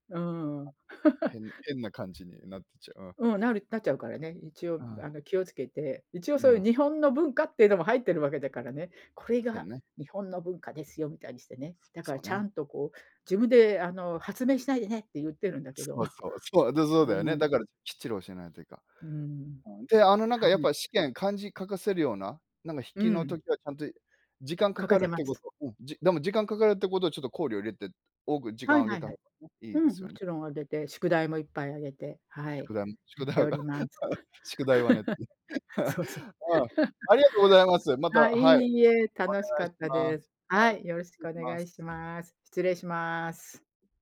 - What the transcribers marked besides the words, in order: laugh; laughing while speaking: "宿題は。宿題はねって"; laugh; chuckle; laughing while speaking: "そう そう"; laugh
- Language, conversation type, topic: Japanese, unstructured, 科学は私たちの生活をどのように変えたと思いますか？